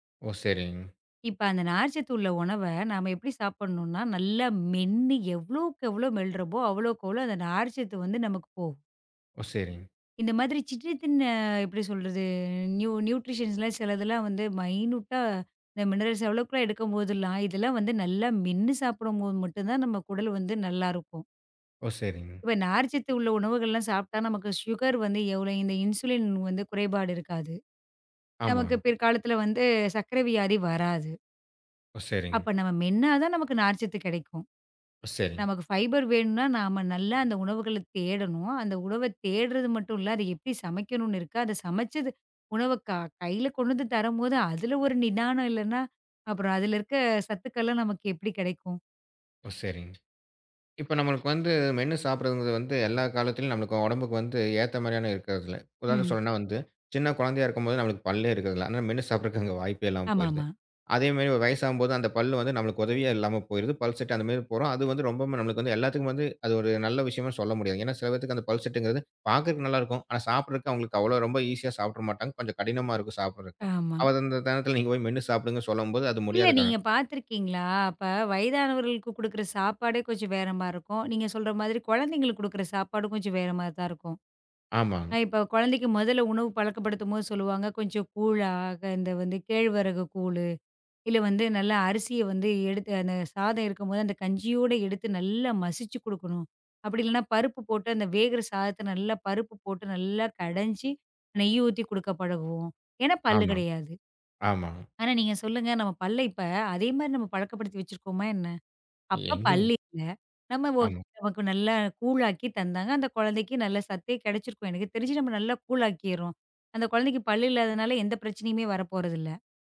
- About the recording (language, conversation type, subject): Tamil, podcast, நிதானமாக சாப்பிடுவதால் கிடைக்கும் மெய்நுணர்வு நன்மைகள் என்ன?
- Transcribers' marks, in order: in English: "சிற்றிதின்"; drawn out: "சொல்றது?"; in English: "நியூ நியூட்ரிஷன்லாம்"; in English: "மைனுட்டா மினெரல்ஸ்"; in English: "இன்சுலின்"; in English: "பைபர்"; "எங்கங்க?" said as "எங்கிங்?"